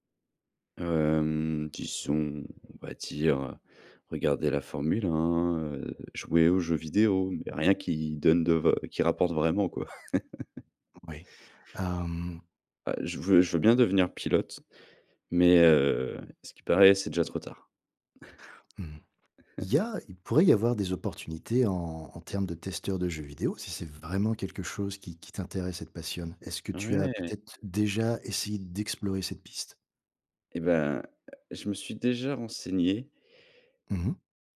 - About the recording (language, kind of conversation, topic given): French, advice, Comment rebondir après une perte d’emploi soudaine et repenser sa carrière ?
- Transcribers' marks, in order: laugh; laugh